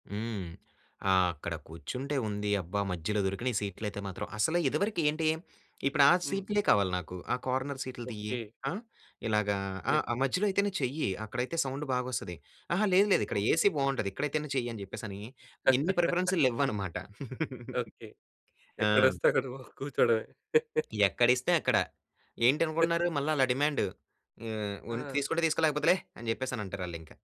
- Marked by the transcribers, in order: in English: "కార్నర్"; in English: "యెస్"; in English: "ఏసీ"; laugh; giggle; laughing while speaking: "ఓహ్, కూర్చోవడమే"; chuckle
- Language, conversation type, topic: Telugu, podcast, మీ పాత సినిమా థియేటర్ అనుభవాల్లో మీకు ప్రత్యేకంగా గుర్తుండిపోయింది ఏదైనా ఉందా?